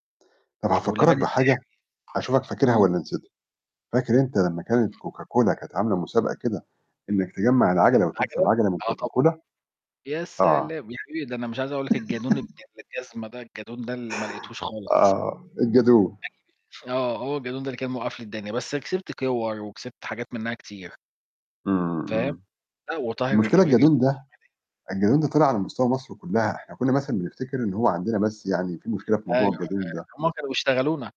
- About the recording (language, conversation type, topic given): Arabic, unstructured, هل إعلانات التلفزيون بتستخدم خداع عشان تجذب المشاهدين؟
- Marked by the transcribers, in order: distorted speech; laugh; unintelligible speech; unintelligible speech